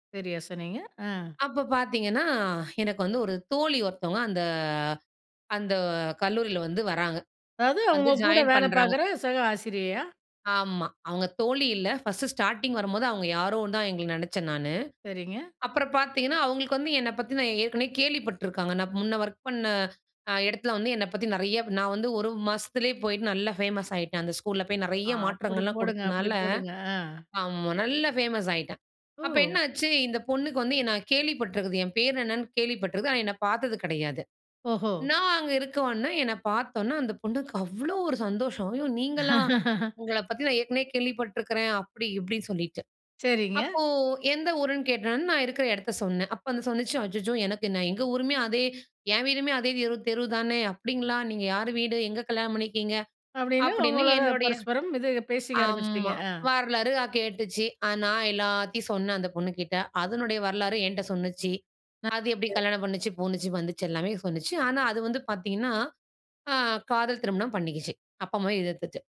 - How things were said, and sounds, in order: in English: "ஜாயின்"; in English: "ஃபர்ஸ்ட்டு ஸ்டார்ட்டிங்"; in English: "ஒர்க்"; surprised: "ஓ!"; "இருக்கவுமே" said as "இருக்கவனே"; "பார்த்தவுடனே" said as "பார்த்தொன்னே"; joyful: "அவ்ளோ ஒரு சந்தோஷம்"; laugh; surprised: "ஐயோ! நீங்களா?"; "கேட்டவுடனே" said as "கேட்டனு"; "சொல்லுச்சு" said as "சொன்னுச்சு"; other noise
- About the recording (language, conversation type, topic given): Tamil, podcast, நம்பிக்கையை உடைக்காமல் சர்ச்சைகளை தீர்க்க எப்படி செய்கிறீர்கள்?